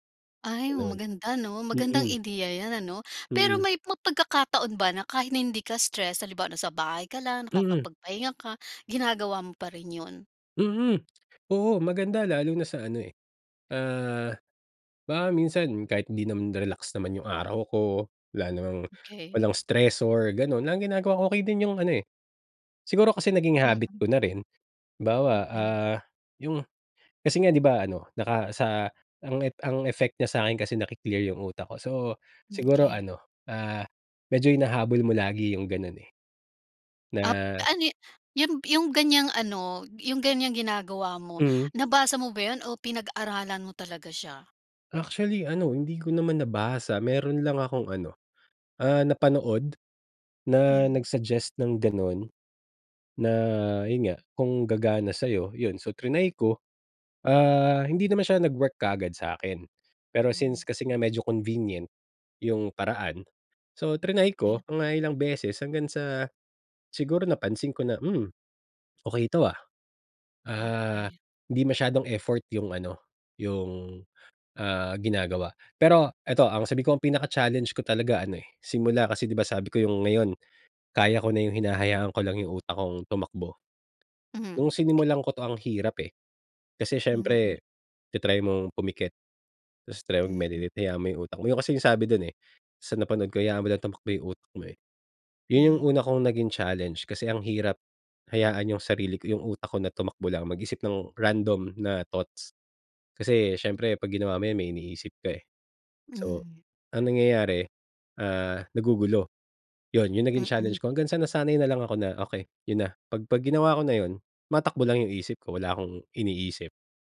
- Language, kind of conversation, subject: Filipino, podcast, Ano ang ginagawa mong self-care kahit sobrang busy?
- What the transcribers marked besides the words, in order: other background noise; tongue click; in English: "stressor"; in English: "convenient"; tapping